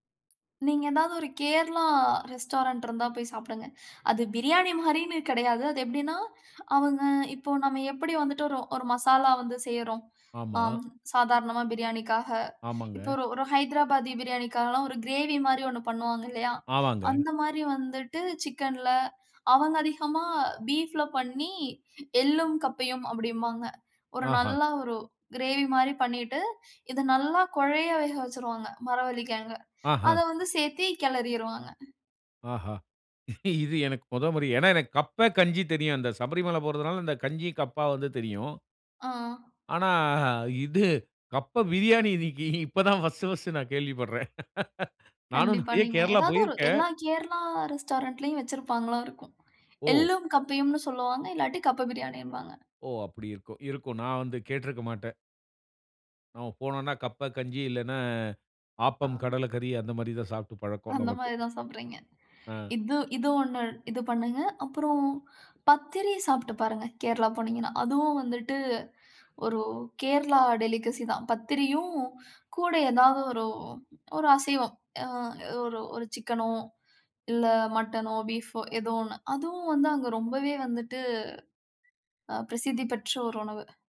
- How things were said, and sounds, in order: laughing while speaking: "மாரின்னு"; in English: "பீஃப்ல"; laughing while speaking: "இது"; tapping; chuckle; laugh; laughing while speaking: "நிறைய"; chuckle; laughing while speaking: "அந்த மாரி தான்"; other noise; in English: "டெலிகசி"; horn
- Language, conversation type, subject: Tamil, podcast, சிறுவயதில் சாப்பிட்ட உணவுகள் உங்கள் நினைவுகளை எப்படிப் புதுப்பிக்கின்றன?